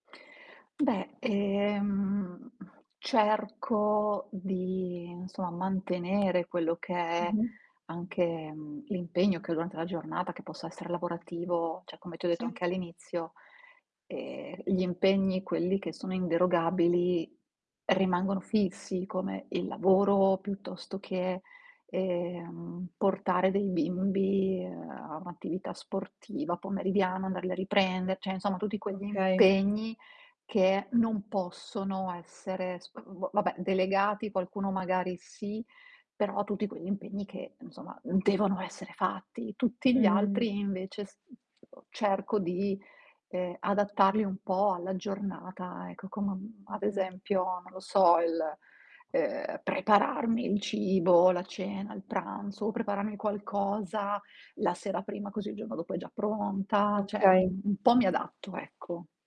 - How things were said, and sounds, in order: tapping; drawn out: "ehm"; distorted speech; "cioè" said as "ceh"; "cioè" said as "ceh"; other background noise; unintelligible speech; "cioè" said as "ceh"; static
- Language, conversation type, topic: Italian, advice, Come posso gestire l’esaurimento che provo nel prendermi cura di un familiare senza mai una pausa?
- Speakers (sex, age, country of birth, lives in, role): female, 25-29, Italy, Italy, advisor; female, 40-44, Italy, Italy, user